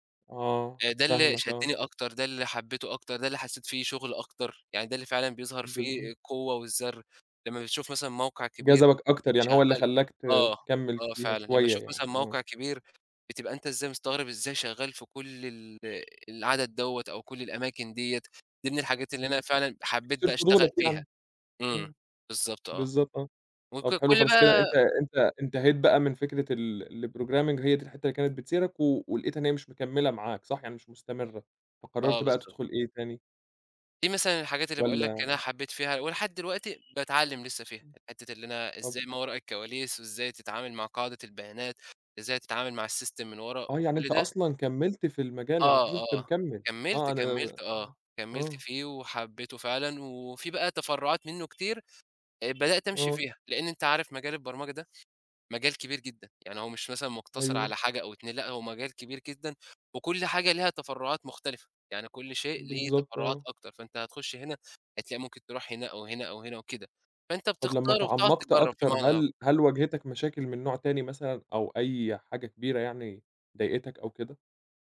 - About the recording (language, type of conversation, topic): Arabic, podcast, إيه أكتر حاجة بتفرّحك لما تتعلّم حاجة جديدة؟
- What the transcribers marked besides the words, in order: horn; in English: "الprogramming"; other background noise; in English: "الsystem"; other street noise; unintelligible speech